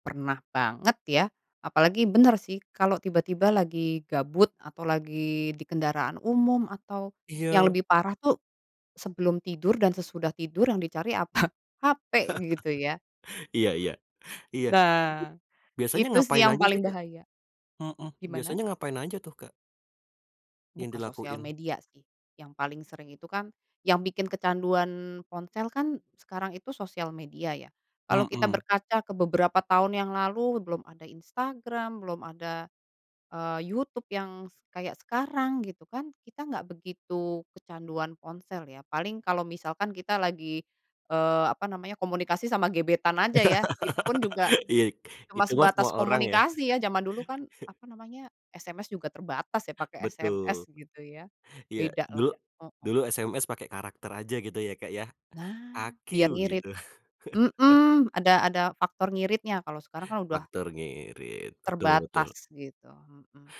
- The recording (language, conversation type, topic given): Indonesian, podcast, Menurut kamu, apa tanda-tanda bahwa seseorang kecanduan ponsel?
- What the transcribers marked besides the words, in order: chuckle; laughing while speaking: "apa?"; yawn; laugh; chuckle; chuckle